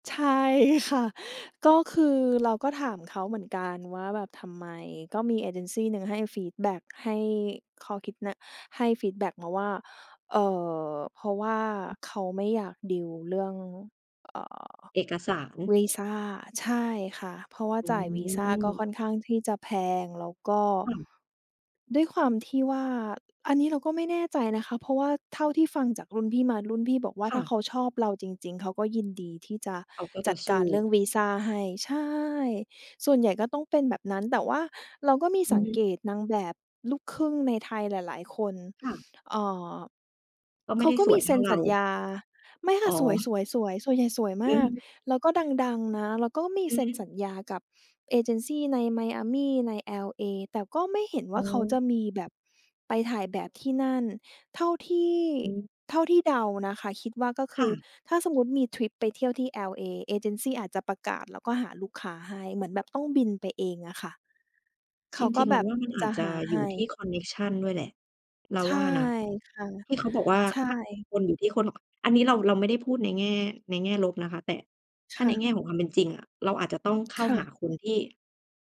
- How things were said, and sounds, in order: other noise
- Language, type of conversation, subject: Thai, podcast, คุณคิดอย่างไรกับการเลือกระหว่างอยู่ใกล้ครอบครัวกับการตามความฝันของตัวเอง?